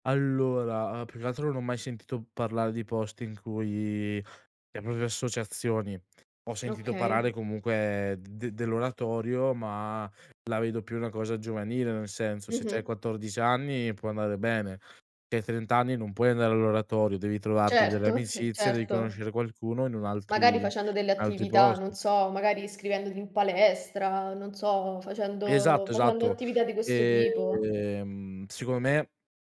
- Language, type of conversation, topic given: Italian, podcast, Come aiutare qualcuno che si sente solo in città?
- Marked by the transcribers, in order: chuckle; other background noise; drawn out: "ehm"